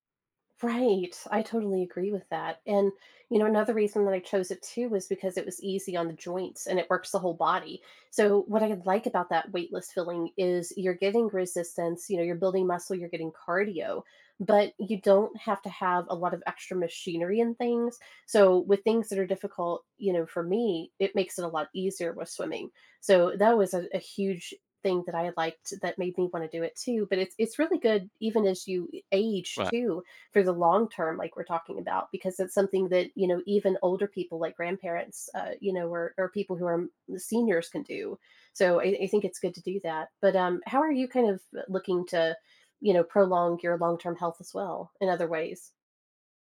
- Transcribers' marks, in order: none
- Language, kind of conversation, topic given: English, unstructured, How can I balance enjoying life now and planning for long-term health?